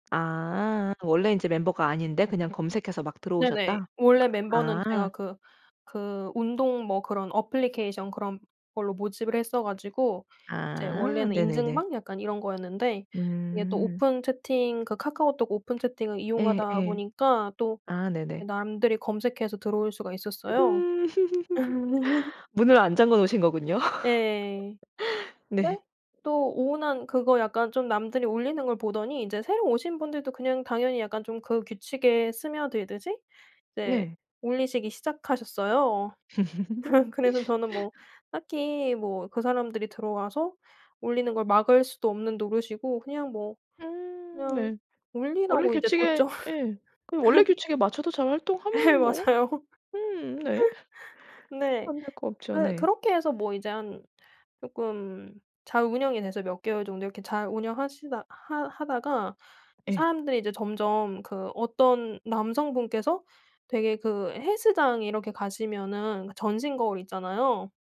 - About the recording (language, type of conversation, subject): Korean, podcast, 온라인에서 만난 사람을 언제쯤 오프라인에서 직접 만나는 것이 좋을까요?
- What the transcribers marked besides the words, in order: tapping; other background noise; laugh; laugh; laugh; laughing while speaking: "뒀죠"; laugh; laughing while speaking: "네. 맞아요"; laugh